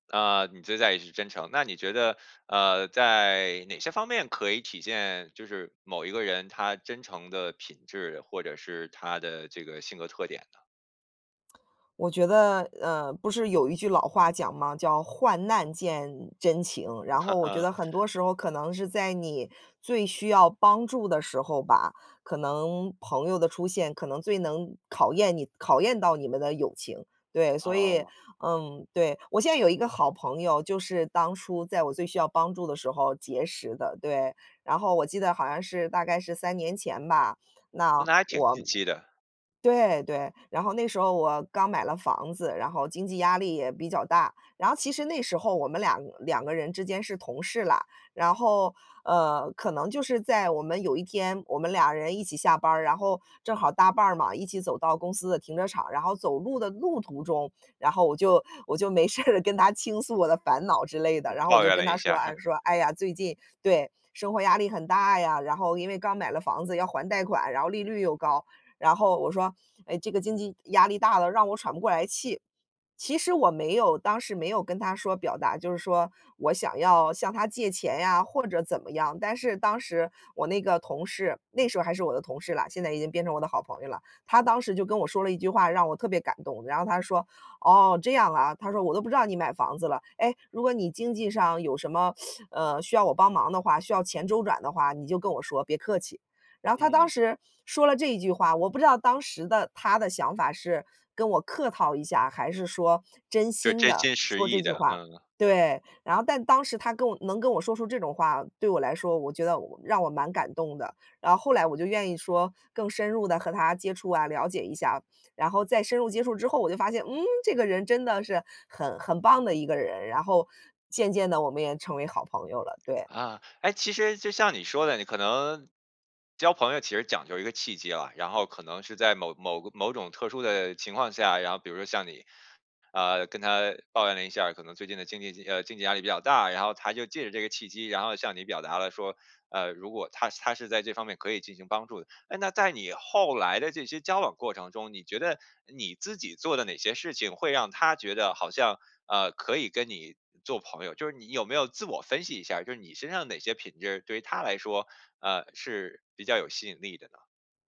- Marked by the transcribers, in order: tsk; laugh; laughing while speaking: "我就没事了跟他倾诉我的烦恼之类的"; chuckle; teeth sucking; other background noise
- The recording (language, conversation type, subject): Chinese, podcast, 你是怎么认识并结交到这位好朋友的？